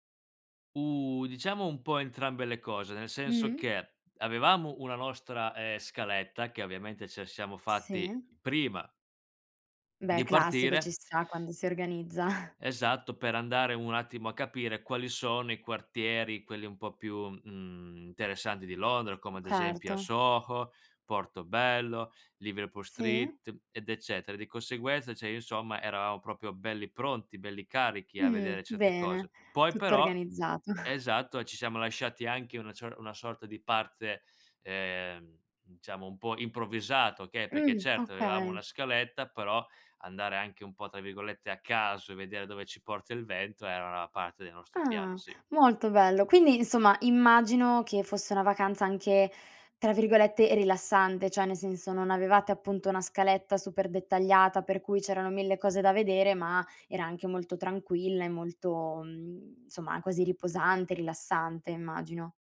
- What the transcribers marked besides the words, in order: chuckle; other background noise; "Certo" said as "herto"; "cioè" said as "ceh"; "proprio" said as "propio"; chuckle; tapping; "cioè" said as "ceh"
- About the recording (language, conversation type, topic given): Italian, podcast, C’è stato un viaggio che ti ha cambiato la prospettiva?